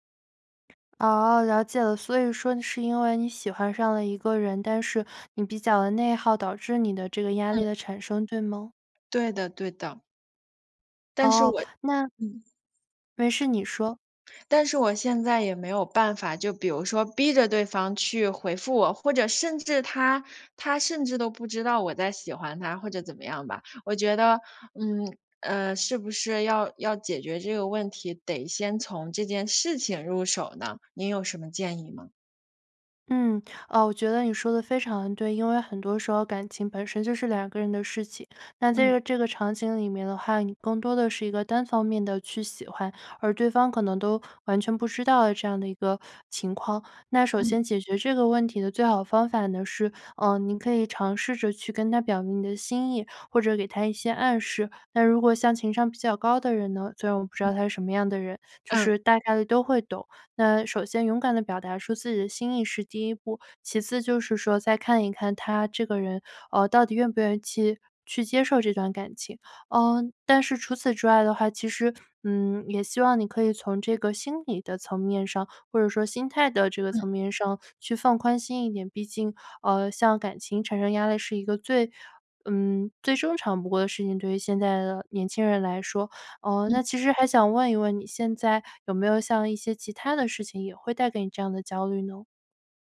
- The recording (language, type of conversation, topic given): Chinese, advice, 你能描述一下最近持续出现、却说不清原因的焦虑感吗？
- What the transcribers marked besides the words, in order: other background noise; tapping